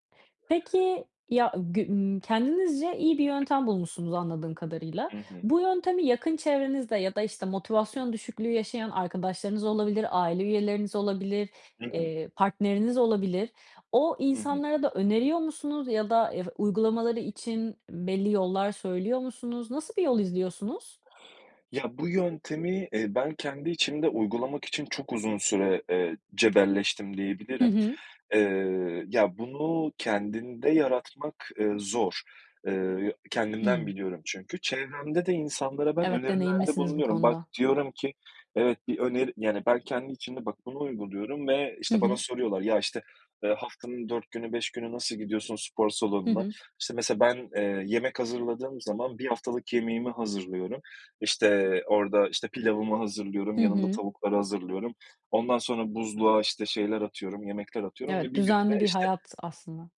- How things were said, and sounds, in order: other background noise
- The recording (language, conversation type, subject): Turkish, podcast, Bugün için küçük ama etkili bir kişisel gelişim önerin ne olurdu?